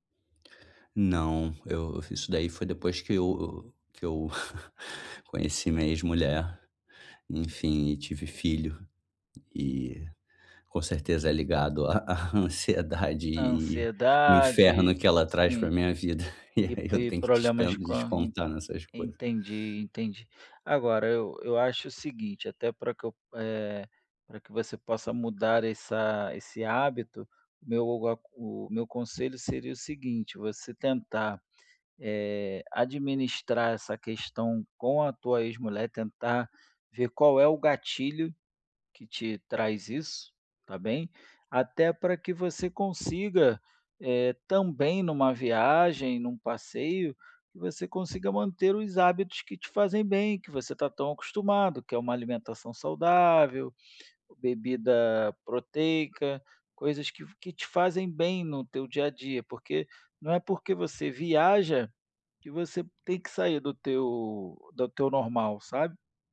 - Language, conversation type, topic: Portuguese, advice, Como posso manter hábitos saudáveis durante viagens?
- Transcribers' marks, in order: chuckle; tapping; chuckle; laughing while speaking: "e aí"